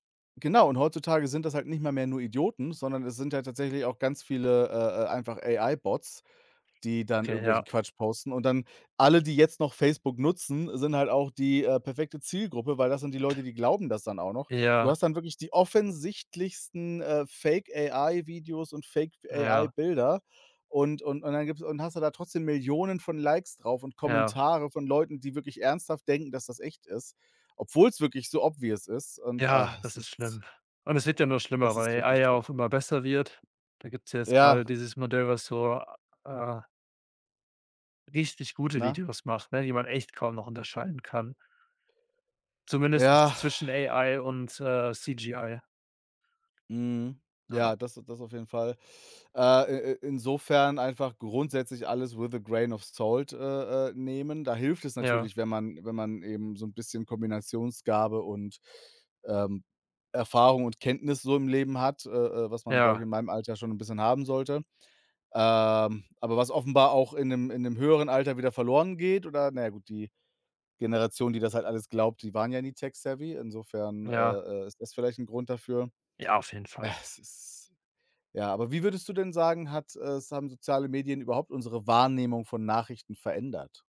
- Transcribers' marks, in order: other background noise; in English: "AI-Bots"; stressed: "offensichtlichsten"; in English: "obvious"; sigh; in English: "AI"; tapping; exhale; in English: "AI"; in English: "CGI"; in English: "with a grain of salt"; in English: "tech-savvy"; sigh
- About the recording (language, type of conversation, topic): German, unstructured, Wie beeinflussen soziale Medien unsere Wahrnehmung von Nachrichten?
- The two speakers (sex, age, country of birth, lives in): male, 25-29, Germany, Germany; male, 35-39, Germany, Germany